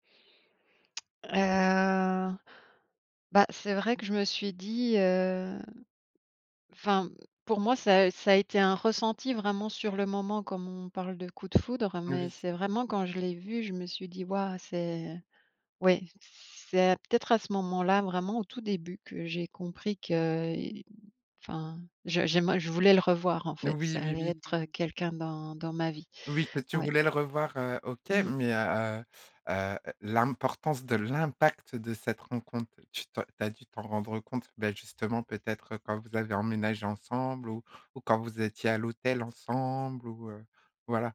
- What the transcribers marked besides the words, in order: tapping; other background noise; stressed: "l'impact"
- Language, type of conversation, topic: French, podcast, Peux-tu raconter une rencontre qui a tout fait basculer ?